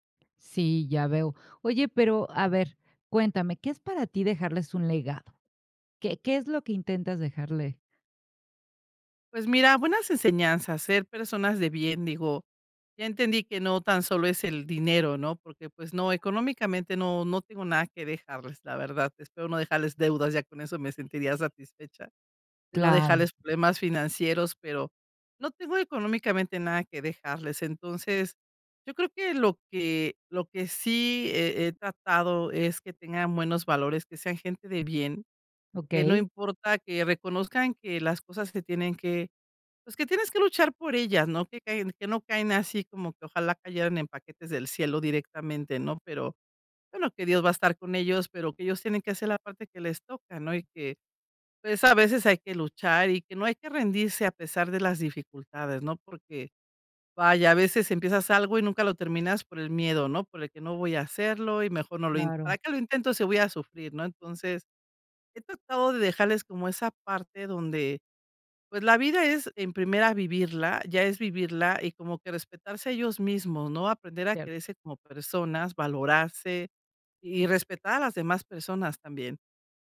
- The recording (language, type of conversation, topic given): Spanish, advice, ¿Qué te preocupa sobre tu legado y qué te gustaría dejarles a las futuras generaciones?
- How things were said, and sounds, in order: tapping